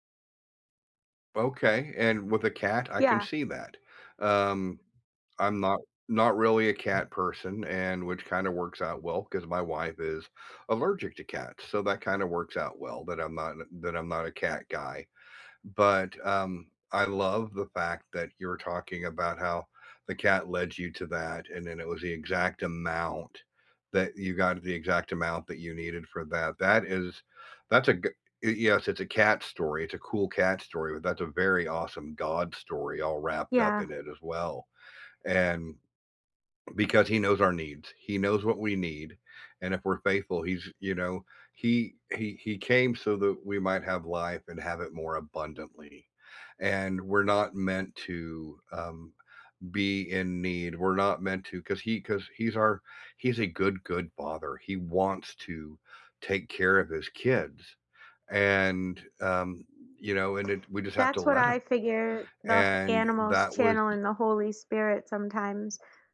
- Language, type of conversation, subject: English, unstructured, What’s a moment with an animal that you’ll never forget?
- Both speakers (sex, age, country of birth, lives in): female, 45-49, United States, United States; male, 60-64, United States, United States
- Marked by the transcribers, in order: none